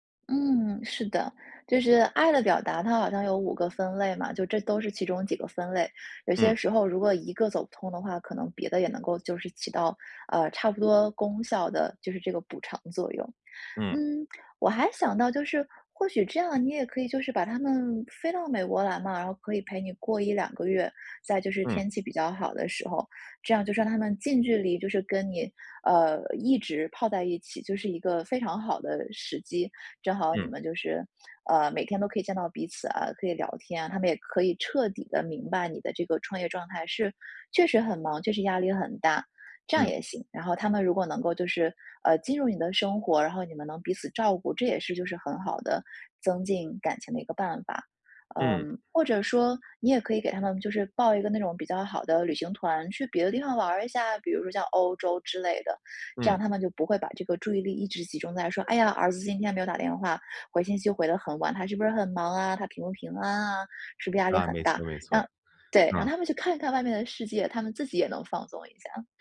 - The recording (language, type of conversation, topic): Chinese, advice, 我该如何在工作与赡养父母之间找到平衡？
- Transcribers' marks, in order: other background noise; put-on voice: "哎呀，儿子今天没有打电 … 不是压力很大"